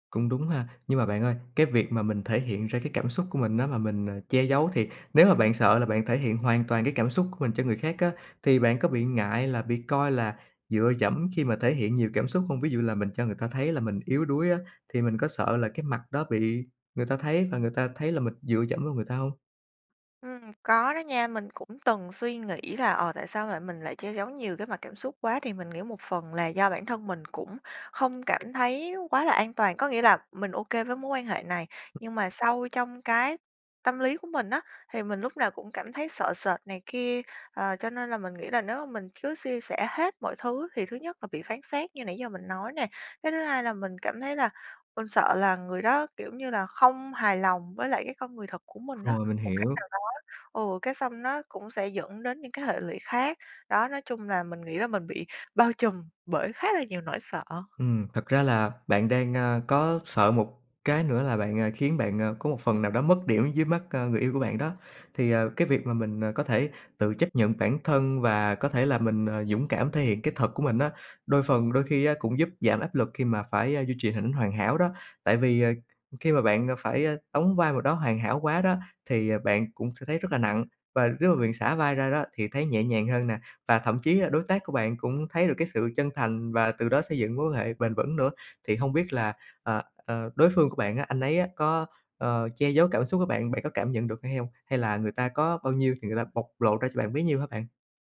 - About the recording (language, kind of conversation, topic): Vietnamese, advice, Vì sao bạn thường che giấu cảm xúc thật với người yêu hoặc đối tác?
- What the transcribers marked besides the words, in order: tapping; "chia" said as "sia"